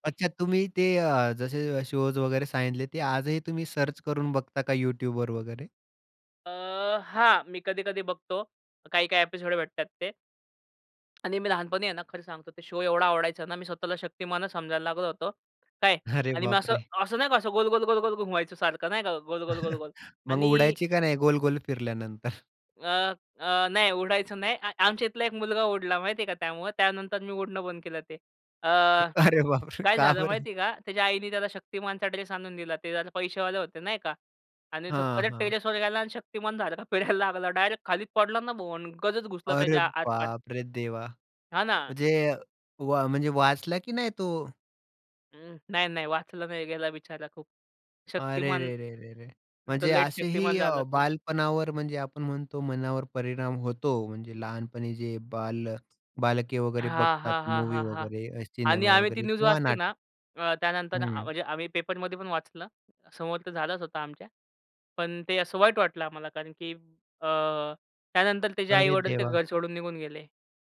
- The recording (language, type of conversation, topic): Marathi, podcast, बालपणी तुमचा आवडता दूरदर्शनवरील कार्यक्रम कोणता होता?
- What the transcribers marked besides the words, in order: in English: "सर्च"; in English: "एपिसोड"; other background noise; chuckle; laughing while speaking: "मग उडायची का नाही गोल-गोल फिरल्यानंतर?"; laughing while speaking: "अरे बापरे! का बरं?"; in English: "ड्रेस"; in English: "टेरेसवर"; in English: "डायरेक्ट"; surprised: "अरे बाप रे! देवा"; anticipating: "म्हणजे व म्हणजे वाचला की नाही तो?"; sad: "अरे रे रे रे रे!"; in English: "लेट"; in English: "मूवी"; in English: "न्यूज"; sad: "अरे देवा!"